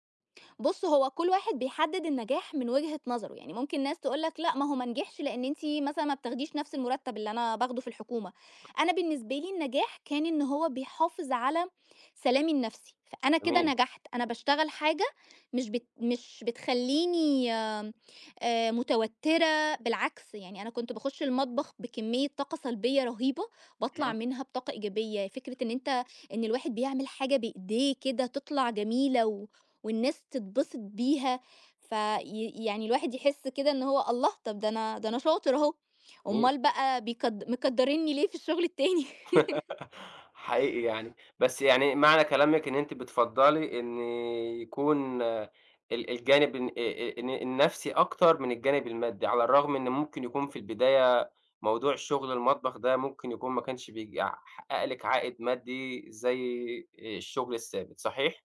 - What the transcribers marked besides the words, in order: tapping; laugh; other background noise; laugh
- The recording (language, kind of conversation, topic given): Arabic, podcast, إزاي بتختار بين شغل بتحبه وبيكسبك، وبين شغل مضمون وآمن؟